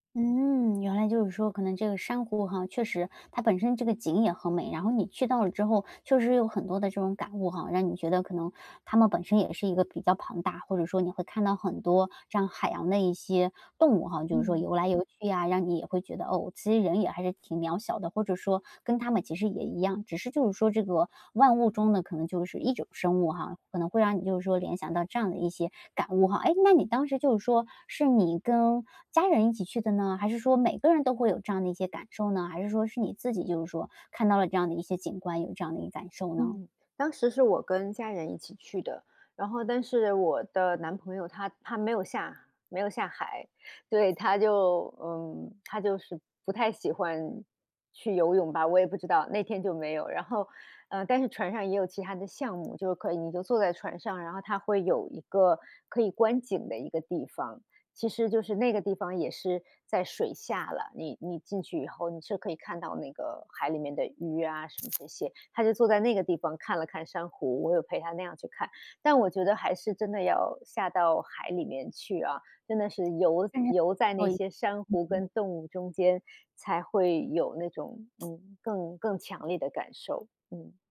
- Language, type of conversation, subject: Chinese, podcast, 有没有一次旅行让你突然觉得自己很渺小？
- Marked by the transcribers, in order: other background noise